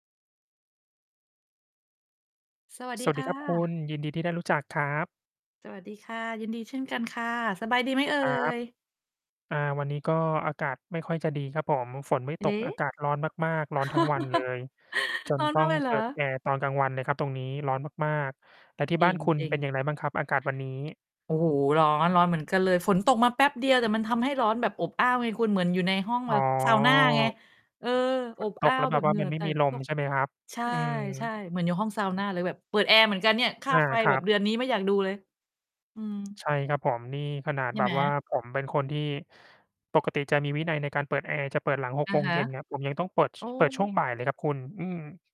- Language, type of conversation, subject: Thai, unstructured, คุณคิดว่าเทคโนโลยีสามารถช่วยสร้างแรงบันดาลใจในชีวิตได้ไหม?
- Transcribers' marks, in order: chuckle; distorted speech